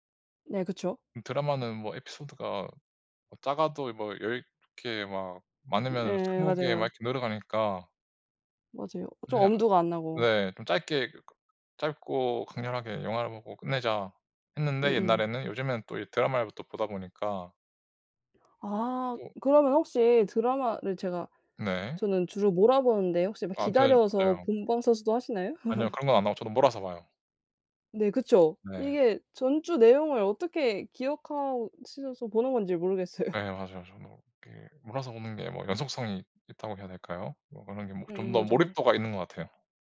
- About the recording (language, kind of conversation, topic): Korean, unstructured, 최근에 본 영화나 드라마 중 추천하고 싶은 작품이 있나요?
- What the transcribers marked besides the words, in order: other background noise; laugh; laughing while speaking: "모르겠어요"